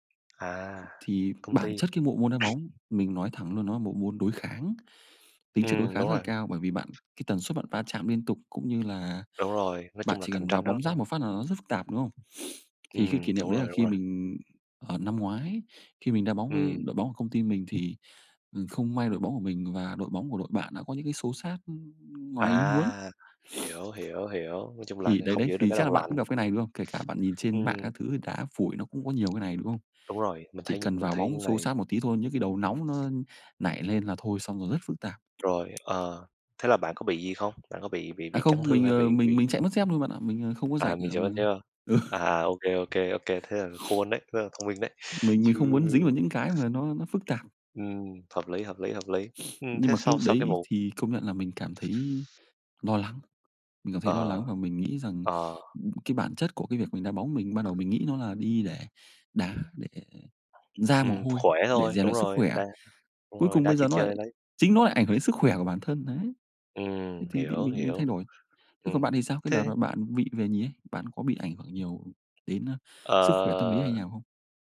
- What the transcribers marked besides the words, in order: other background noise; tapping; other noise
- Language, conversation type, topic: Vietnamese, unstructured, Bạn có kỷ niệm nào đáng nhớ khi chơi thể thao không?